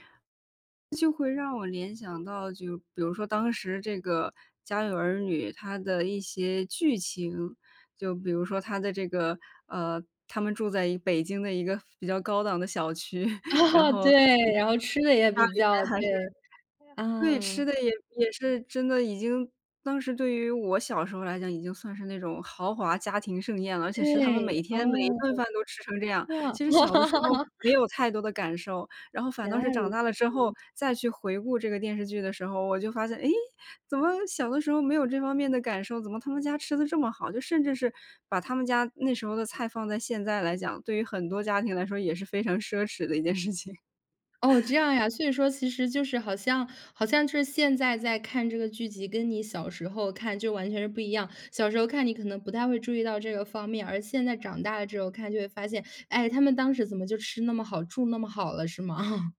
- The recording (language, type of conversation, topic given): Chinese, podcast, 哪首歌最能唤起你最清晰的童年画面？
- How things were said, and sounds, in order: chuckle; laugh; laugh; laughing while speaking: "一件事情"; chuckle; laugh